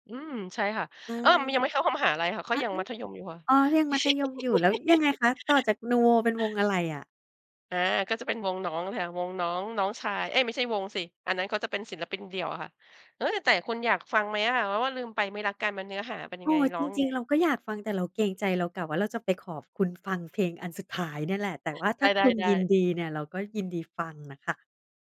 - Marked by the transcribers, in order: giggle
- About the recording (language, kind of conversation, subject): Thai, podcast, เพลงไหนทำให้คุณคิดถึงวัยเด็กมากที่สุด?